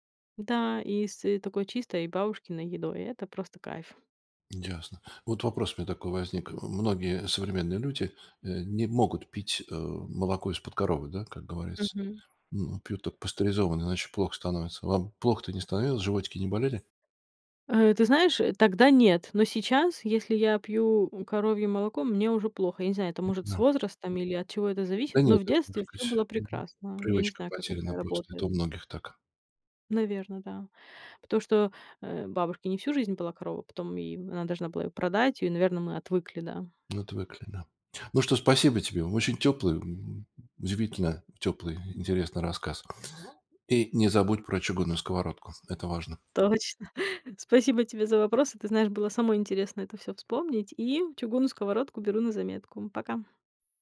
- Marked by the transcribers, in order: tapping; other background noise; chuckle
- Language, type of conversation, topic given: Russian, podcast, Какой запах на бабушкиной кухне ты вспоминаешь в первую очередь и с чем он у тебя ассоциируется?